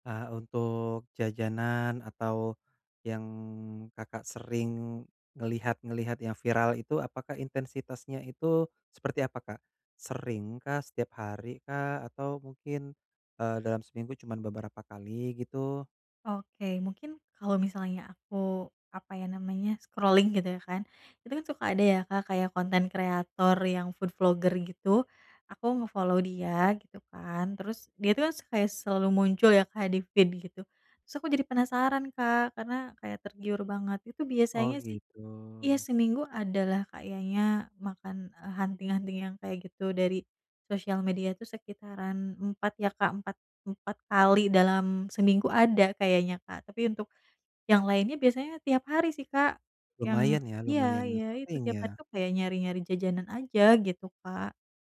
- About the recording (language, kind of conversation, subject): Indonesian, advice, Bagaimana cara mengurangi keinginan makan makanan manis dan asin olahan?
- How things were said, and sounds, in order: in English: "scrolling"; in English: "content creator"; in English: "food vlogger"; in English: "nge-follow"; in English: "feed"; in English: "hunting-hunting"; other background noise